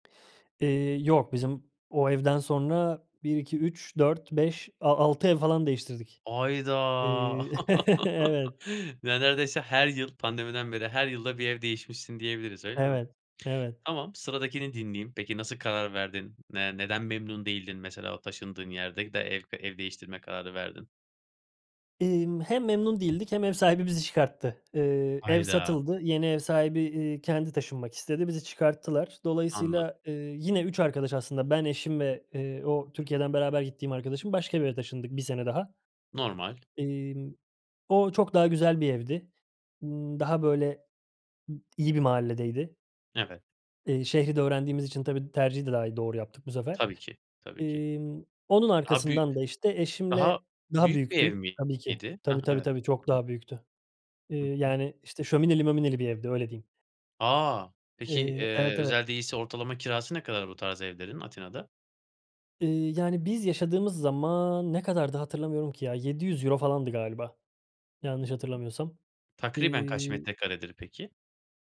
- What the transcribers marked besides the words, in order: drawn out: "Hayda"; chuckle; other background noise; tapping
- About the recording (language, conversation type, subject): Turkish, podcast, Taşınmamın ya da memleket değiştirmemin seni nasıl etkilediğini anlatır mısın?